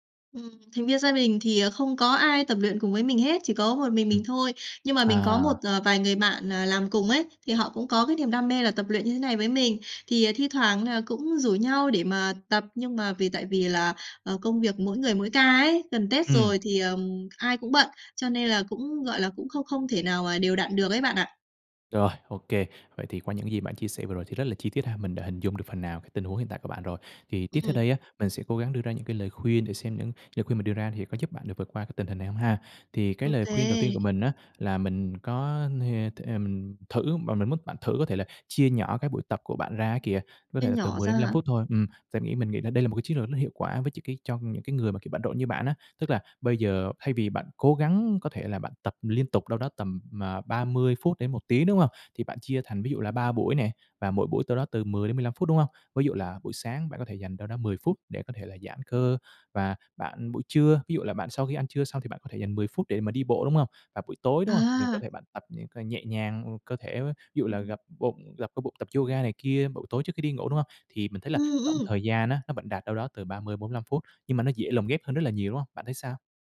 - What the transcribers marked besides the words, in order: other background noise; tapping
- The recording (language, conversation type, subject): Vietnamese, advice, Làm sao sắp xếp thời gian để tập luyện khi tôi quá bận rộn?